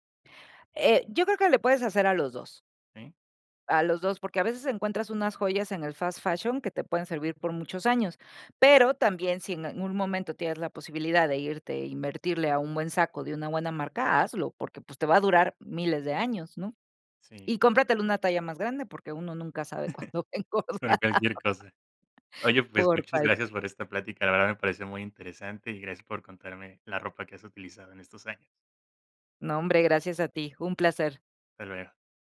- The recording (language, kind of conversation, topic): Spanish, podcast, ¿Tienes prendas que usas según tu estado de ánimo?
- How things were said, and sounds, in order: in English: "fast fashion"; chuckle; laughing while speaking: "nunca sabe cuándo engordar"